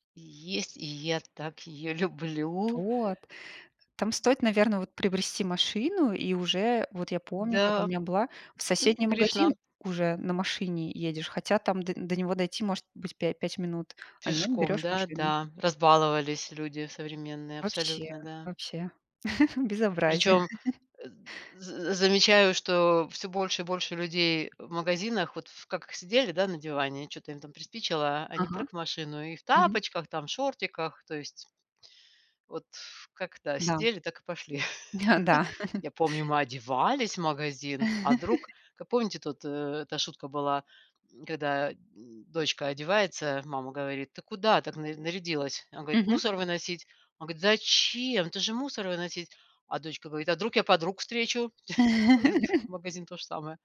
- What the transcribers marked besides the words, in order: chuckle; grunt; chuckle; blowing; chuckle; chuckle; laugh; chuckle
- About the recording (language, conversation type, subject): Russian, unstructured, Какой вид транспорта вам удобнее: автомобиль или велосипед?